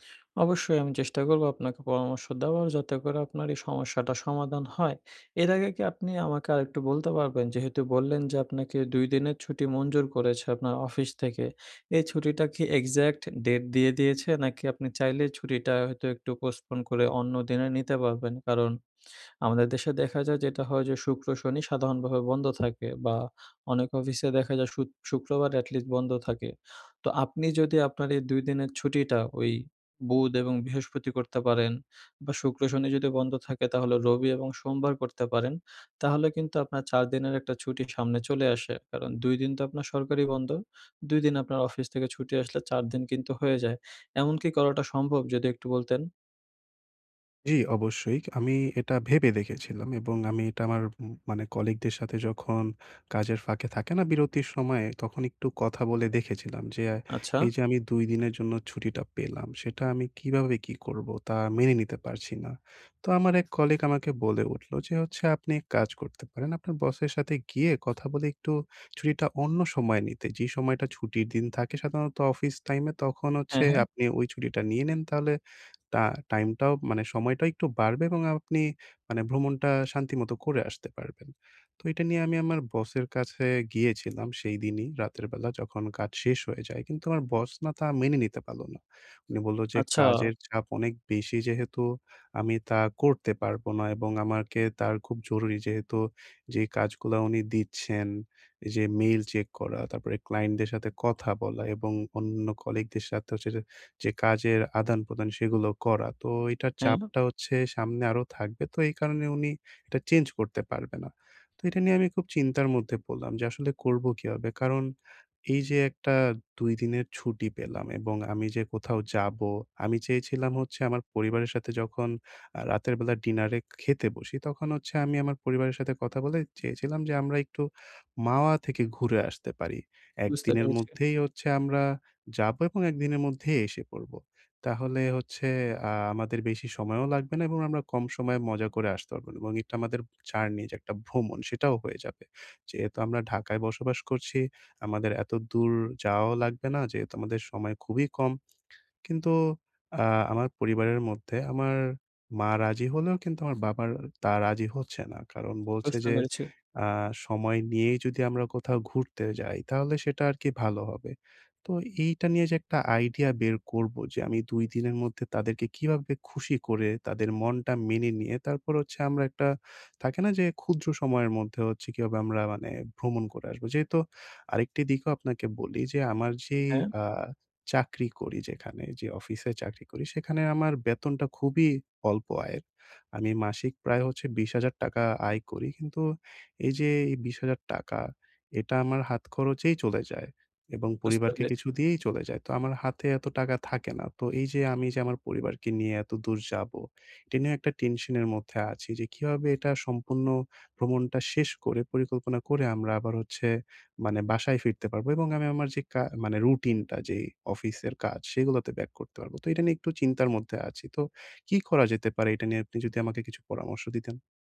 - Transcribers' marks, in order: in English: "postpone"
- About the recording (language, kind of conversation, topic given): Bengali, advice, সংক্ষিপ্ত ভ্রমণ কীভাবে আমার মন খুলে দেয় ও নতুন ভাবনা এনে দেয়?